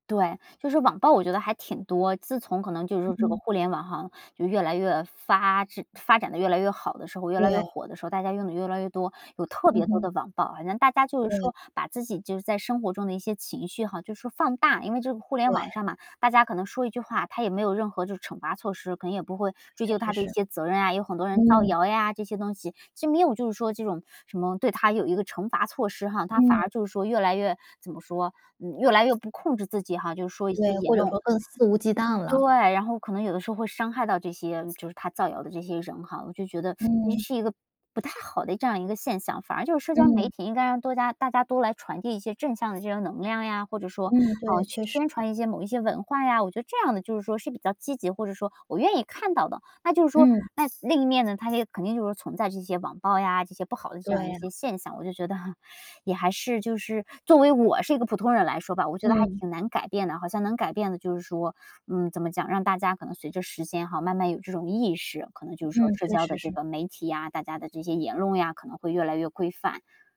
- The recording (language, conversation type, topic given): Chinese, podcast, 社交媒体会让你更孤单，还是让你与他人更亲近？
- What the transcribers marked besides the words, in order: other background noise; tapping; teeth sucking; teeth sucking; chuckle